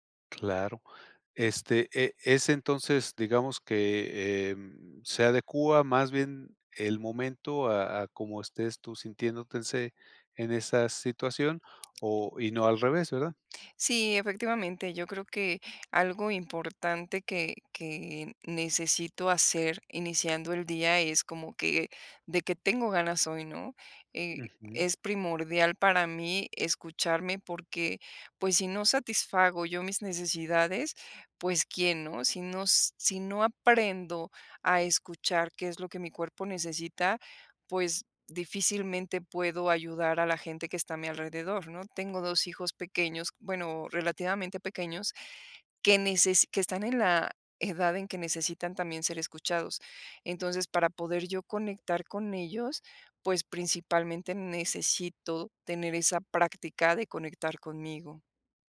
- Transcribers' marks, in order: tapping
- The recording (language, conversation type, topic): Spanish, podcast, ¿Qué pequeño placer cotidiano te alegra el día?